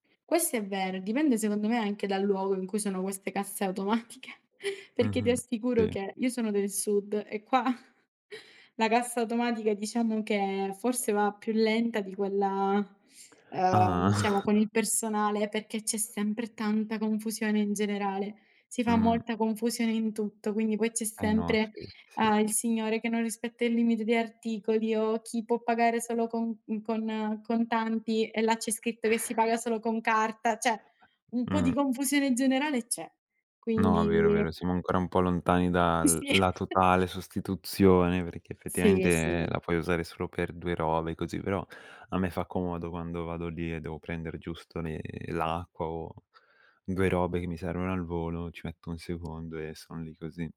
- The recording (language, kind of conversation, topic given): Italian, unstructured, Come immagini il futuro grazie alla scienza?
- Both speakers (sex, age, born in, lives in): female, 20-24, Italy, Italy; male, 18-19, Italy, Italy
- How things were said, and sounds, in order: laughing while speaking: "automatiche"; chuckle; other background noise; chuckle; "Cioè" said as "ceh"; chuckle